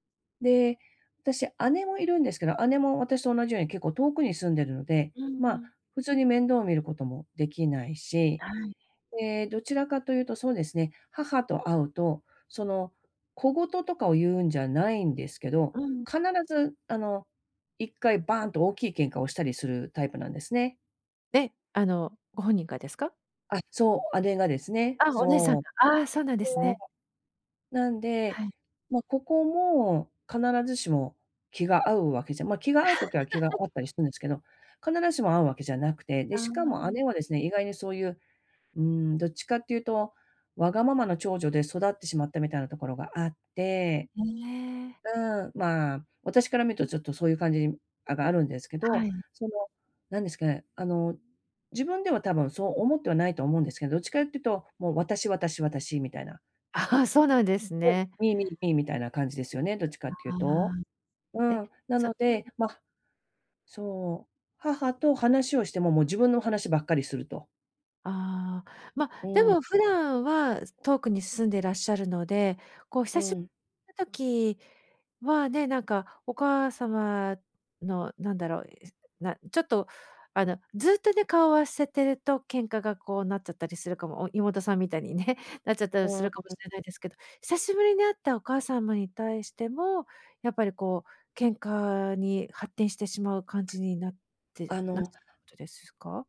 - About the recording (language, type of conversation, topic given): Japanese, advice, 親の介護の負担を家族で公平かつ現実的に分担するにはどうすればよいですか？
- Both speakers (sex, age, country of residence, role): female, 50-54, Japan, advisor; female, 50-54, United States, user
- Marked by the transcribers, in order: other noise; laugh; unintelligible speech; stressed: "私、私、私"; in English: "ミー、ミー、ミー"; stressed: "ミー、ミー、ミー"; unintelligible speech